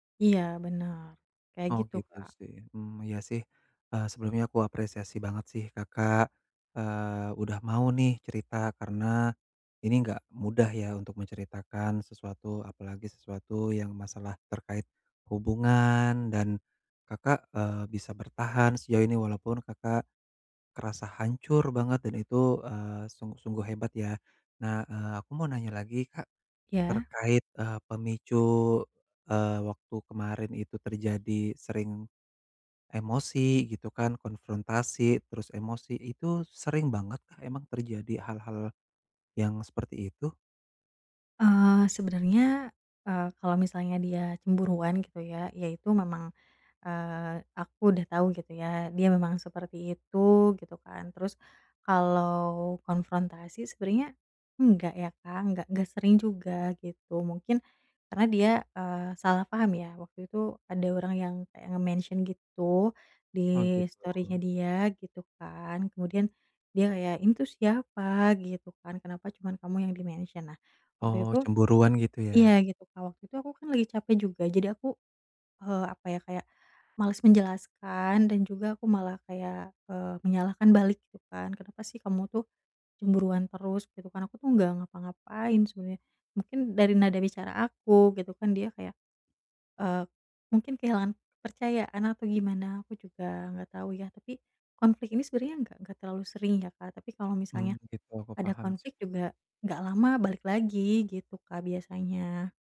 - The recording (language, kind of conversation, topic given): Indonesian, advice, Bagaimana cara memproses duka dan harapan yang hilang secara sehat?
- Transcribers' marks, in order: in English: "nge-mention"; in English: "story-nya"; in English: "di-mention?"